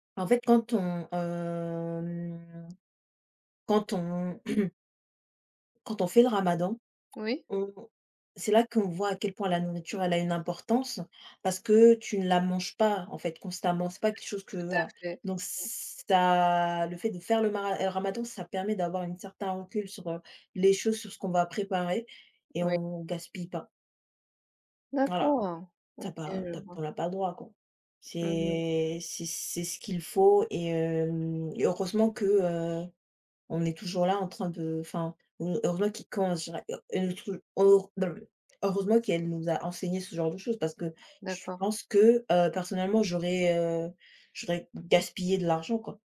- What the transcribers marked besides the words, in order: drawn out: "hem"; throat clearing; tapping; other background noise; drawn out: "ça"; drawn out: "C'est"; unintelligible speech
- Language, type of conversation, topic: French, unstructured, Penses-tu que le gaspillage alimentaire est un vrai problème ?